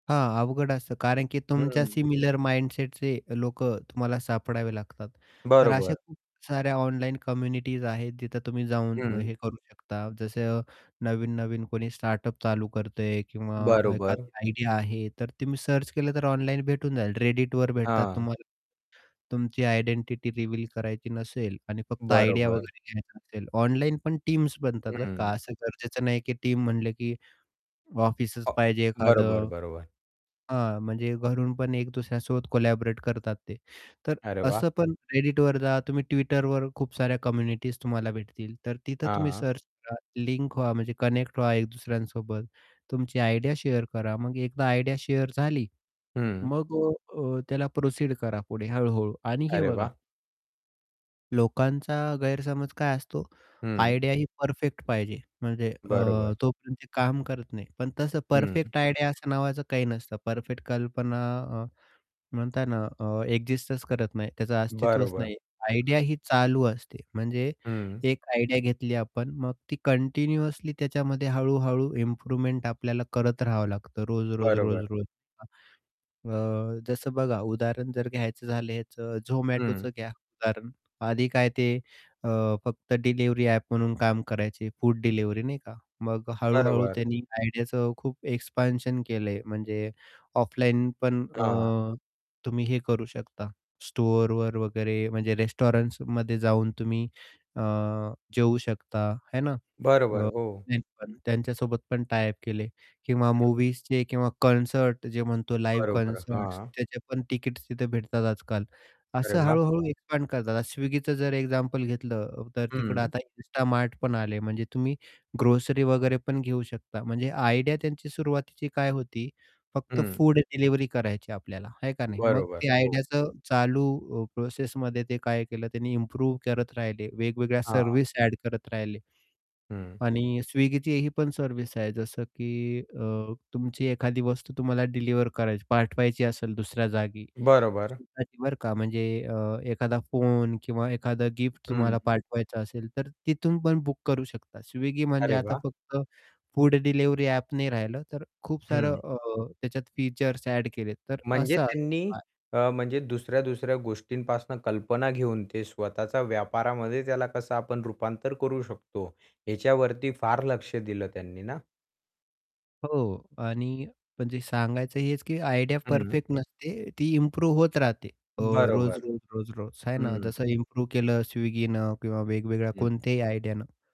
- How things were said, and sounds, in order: static; in English: "माइंडसेटचे"; in English: "स्टार्टअप"; in English: "आयडिया"; other background noise; in English: "सर्च"; in English: "रिव्हील"; tapping; in English: "आयडिया"; in English: "टीम्स"; in English: "टीम"; in English: "कोलॅबोरेट"; "Redditवर" said as "एडिटवर"; in English: "सर्च"; in English: "कनेक्ट"; in English: "आयडिया"; in English: "आयडिया शेअर"; in English: "आयडिया"; distorted speech; in English: "आयडिया"; in English: "आयडिया"; unintelligible speech; in English: "आयडिया"; in English: "इम्प्रूव्हमेंट"; drawn out: "अ"; in English: "आयडियाचं"; drawn out: "अ"; in English: "रेस्टॉरंटसमध्ये"; drawn out: "अ"; unintelligible speech; in English: "कॉन्सर्ट"; in English: "कॉन्सर्ट"; in English: "आयडिया"; in English: "इम्प्रूव्ह"; unintelligible speech; in English: "आयडिया"; in English: "इम्प्रूव्ह"; in English: "इम्प्रूव्ह"; other noise; in English: "आयडियानं"
- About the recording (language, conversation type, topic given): Marathi, podcast, तुम्ही नवीन कल्पना कशा शोधता?